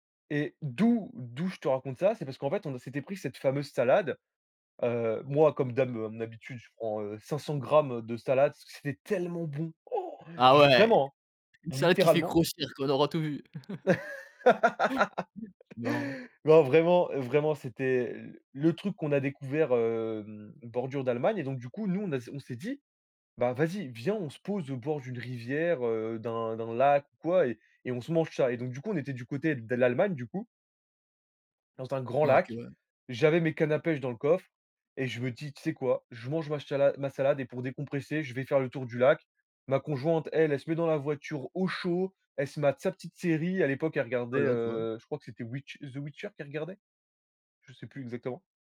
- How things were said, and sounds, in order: gasp; laugh; chuckle
- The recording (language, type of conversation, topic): French, podcast, Pouvez-vous nous raconter l’histoire d’une amitié née par hasard à l’étranger ?